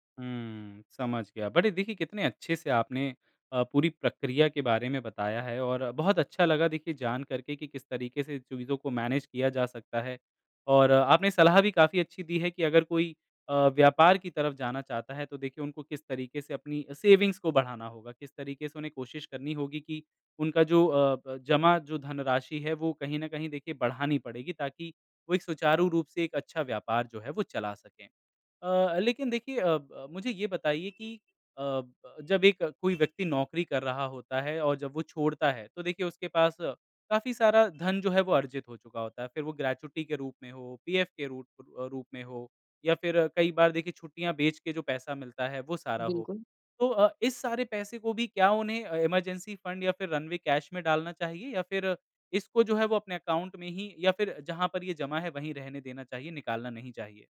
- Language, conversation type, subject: Hindi, podcast, करियर बदलते समय पैसों का प्रबंधन आपने कैसे किया?
- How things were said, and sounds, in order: in English: "मैनेज"; in English: "सेविंग्स"; in English: "इमरजेंसी फंड"; in English: "रनवे कैश"; in English: "अकाउंट"